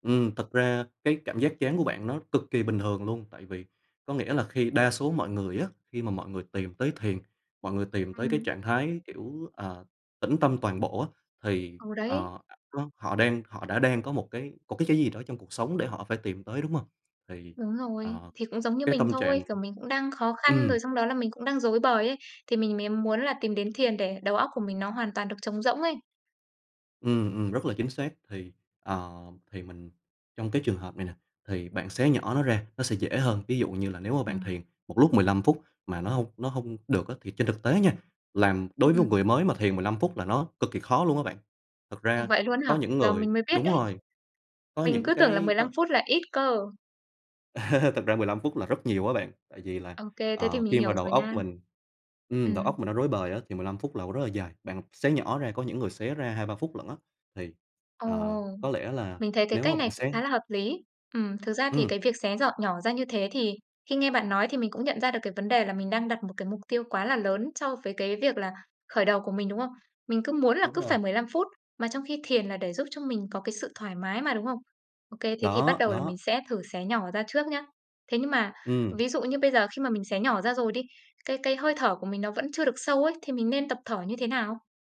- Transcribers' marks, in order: unintelligible speech; tapping; chuckle
- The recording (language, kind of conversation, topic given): Vietnamese, advice, Làm thế nào để tôi hình thành và duy trì thói quen thư giãn như thiền, nghỉ ngắn hoặc hít thở sâu?